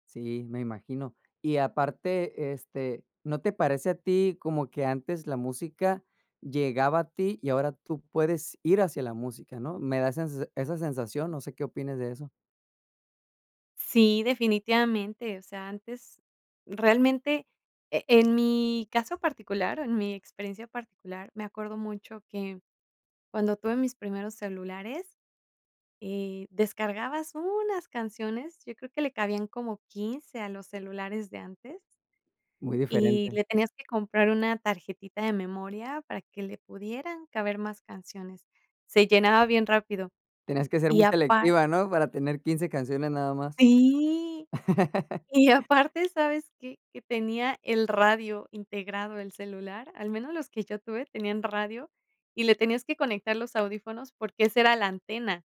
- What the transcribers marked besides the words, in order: other background noise; laugh
- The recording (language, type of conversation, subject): Spanish, podcast, ¿Cómo descubres música nueva hoy en día?